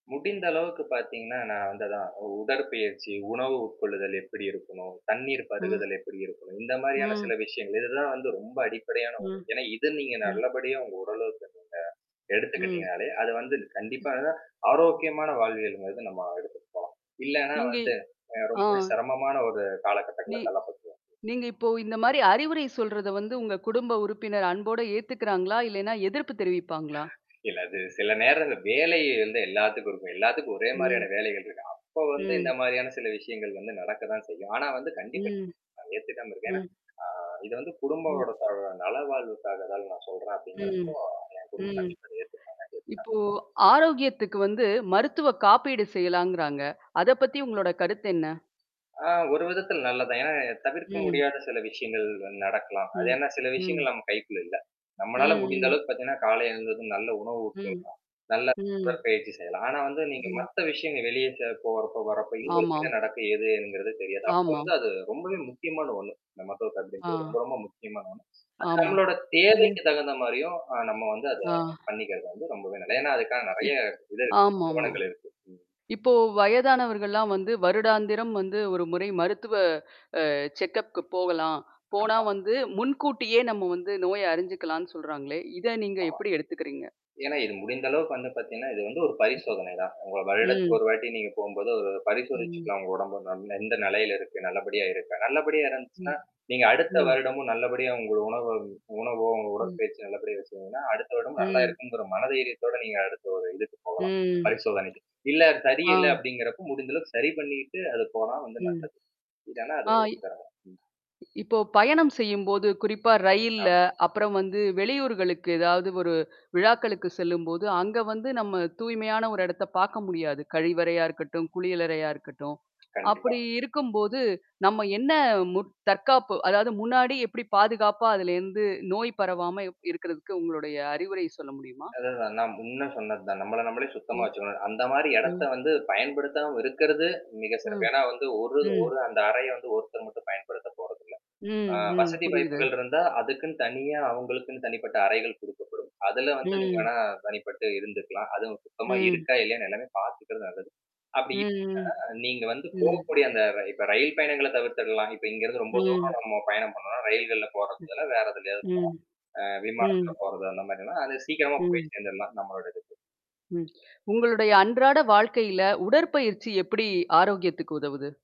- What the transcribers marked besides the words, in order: mechanical hum; inhale; other noise; distorted speech; unintelligible speech; other background noise; unintelligible speech; tapping; static
- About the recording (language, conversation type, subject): Tamil, podcast, குடும்பத்துடன் ஆரோக்கிய பழக்கங்களை நீங்கள் எப்படிப் வளர்க்கிறீர்கள்?